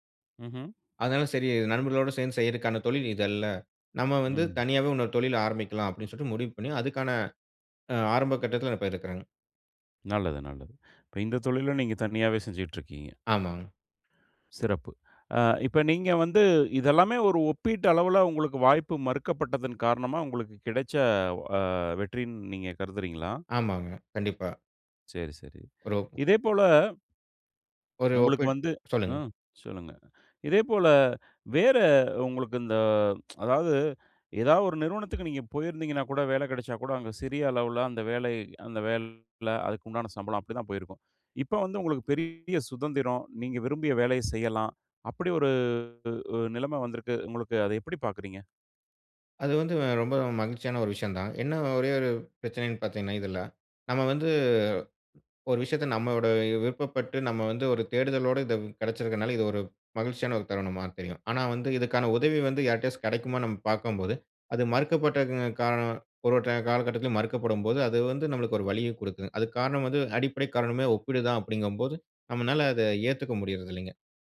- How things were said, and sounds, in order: tsk
- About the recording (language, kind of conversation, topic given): Tamil, podcast, மற்றவர்களுடன் உங்களை ஒப்பிடும் பழக்கத்தை நீங்கள் எப்படி குறைத்தீர்கள், அதற்கான ஒரு அனுபவத்தைப் பகிர முடியுமா?